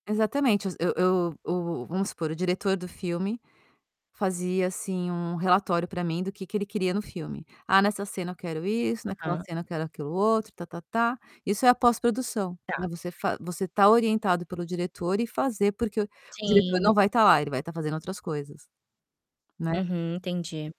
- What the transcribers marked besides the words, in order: distorted speech
- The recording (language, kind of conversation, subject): Portuguese, advice, Como posso lidar com a insegurança de mostrar meu trabalho artístico ou criativo por medo de julgamento?